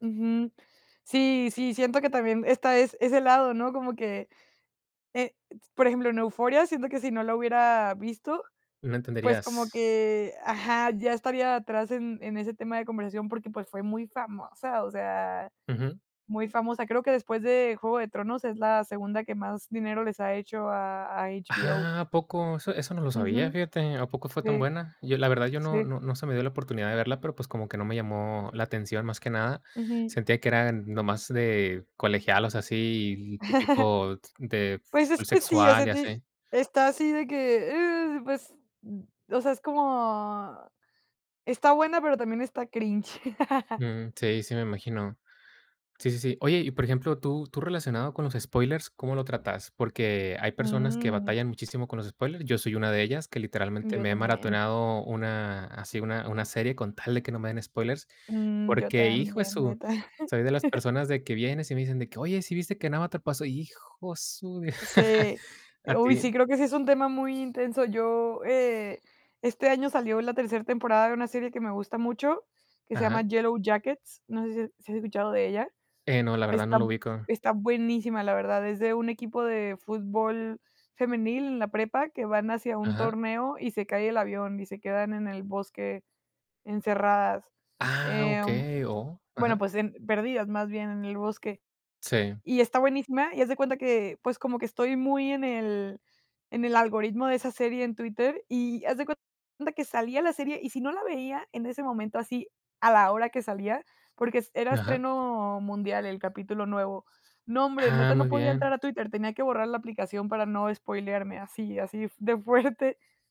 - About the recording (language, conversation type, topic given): Spanish, podcast, ¿Qué elementos hacen que una serie sea adictiva para ti?
- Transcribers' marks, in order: chuckle; in English: "cringe"; chuckle; other background noise; chuckle; chuckle